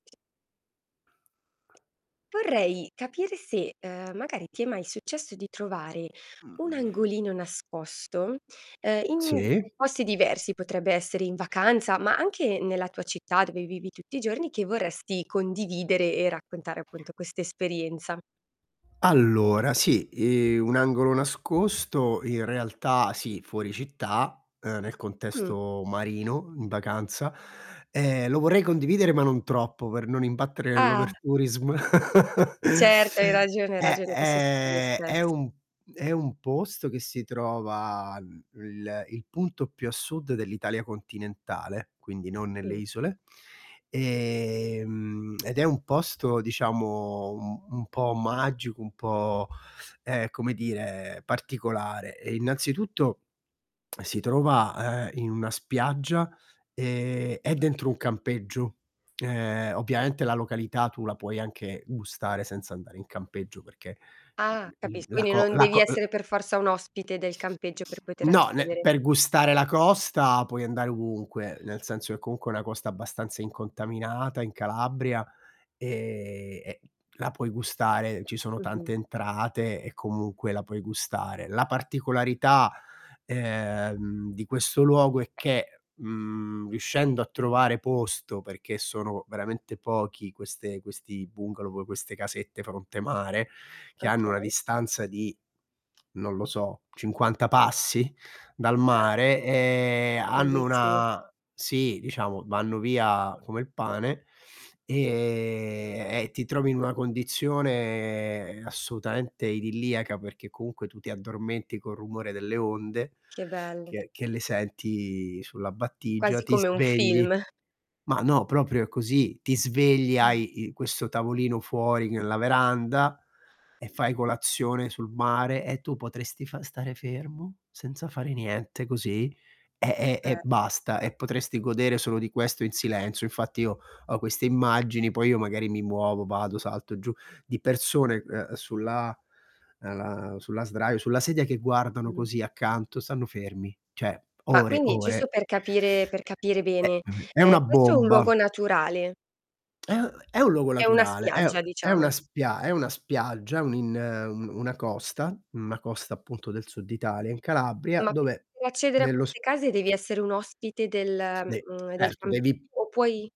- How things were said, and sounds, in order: tapping; static; other background noise; drawn out: "Mh"; in English: "overtourism"; chuckle; drawn out: "è"; distorted speech; drawn out: "Ehm"; lip smack; lip smack; drawn out: "e"; "proprio" said as "propio"; unintelligible speech; drawn out: "e"; drawn out: "e"; drawn out: "condizione"; unintelligible speech; "Cioè" said as "ceh"; tongue click
- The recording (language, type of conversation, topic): Italian, podcast, Hai mai scoperto per caso un angolo nascosto?